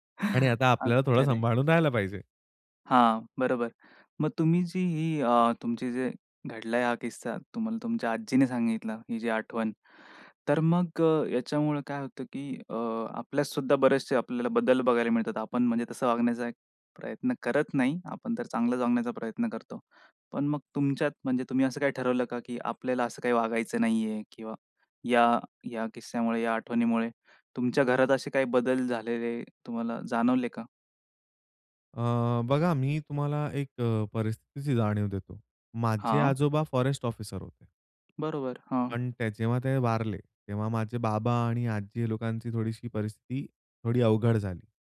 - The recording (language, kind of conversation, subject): Marathi, podcast, तुझ्या पूर्वजांबद्दल ऐकलेली एखादी गोष्ट सांगशील का?
- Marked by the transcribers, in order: tapping